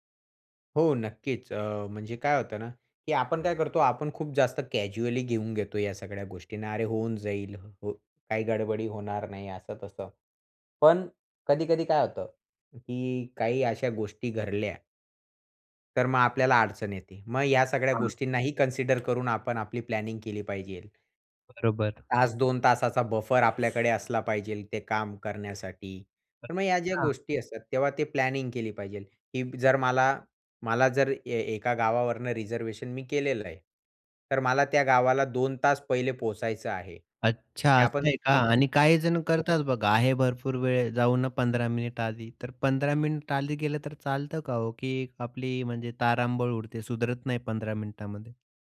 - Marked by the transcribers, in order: in English: "कॅज्युअली"; other background noise; tapping; in English: "कन्सिडर"; in English: "प्लॅनिंग"; in English: "बफर"; "पाहिजे" said as "पाहिजेल"; in English: "प्लॅनिंग"; "पाहिजे" said as "पाहिजेल"
- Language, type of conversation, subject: Marathi, podcast, तुम्ही कधी फ्लाइट किंवा ट्रेन चुकवली आहे का, आणि तो अनुभव सांगू शकाल का?